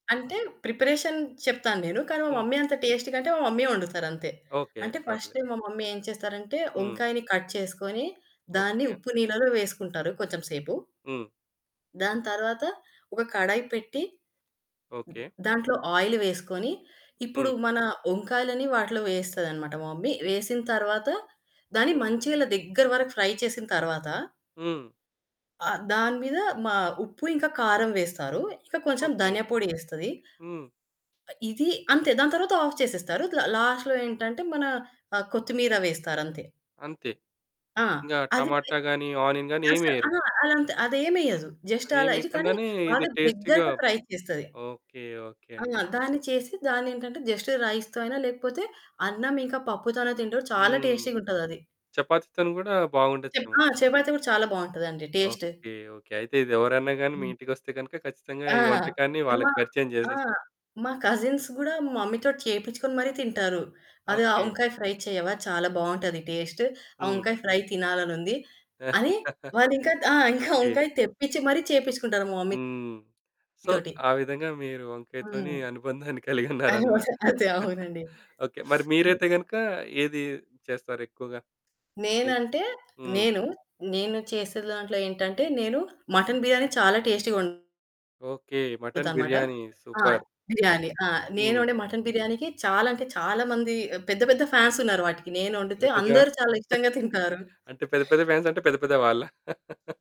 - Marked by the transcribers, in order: static; in English: "ప్రిపరేషన్"; in English: "మమ్మీ"; in English: "టేస్ట్‌గంటే"; in English: "మమ్మీయే"; in English: "మమ్మీ"; in English: "కట్"; in English: "ఆయిల్"; in English: "మమ్మీ"; in English: "ఫ్రై"; in English: "ఆఫ్"; in English: "లాస్ట్‌లో"; in English: "ఆనియన్"; in English: "జస్ట్"; in English: "ఫ్రై"; in English: "టేస్టీగా"; in English: "జస్ట్ రైస్‌తొ"; in English: "కజిన్స్"; in English: "ఫ్రై"; in English: "టేస్ట్"; chuckle; in English: "సో"; distorted speech; in English: "మమ్మీతోటి"; laughing while speaking: "అనుబంధాన్ని కలిగున్నారనమాట"; laughing while speaking: "అయ్యో! అదే. అదే. అవునండి"; in English: "మటన్ బిర్యానీ"; in English: "టేస్టీగా"; in English: "మటన్ బిర్యానీ సూపర్"; in English: "మటన్ బిర్యానీకి"; in English: "ఫ్యాన్స్"; laughing while speaking: "అంటే పెద్ద పెద్ద ఫ్యాన్స్ అంటే పెద్ద పెద్ద వాళ్ళా?"; giggle
- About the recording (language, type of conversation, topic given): Telugu, podcast, మీ ఇంటి ప్రసిద్ధ కుటుంబ వంటకం గురించి వివరంగా చెప్పగలరా?